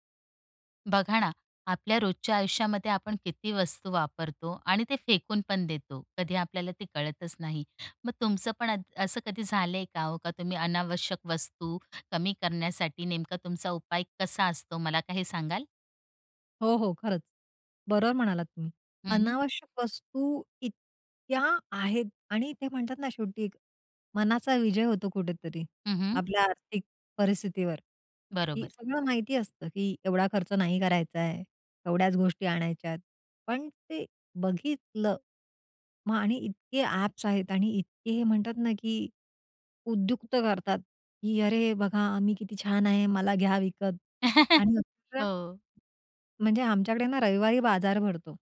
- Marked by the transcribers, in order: other noise; drawn out: "इतक्या"; laugh
- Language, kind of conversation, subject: Marathi, podcast, अनावश्यक वस्तू कमी करण्यासाठी तुमचा उपाय काय आहे?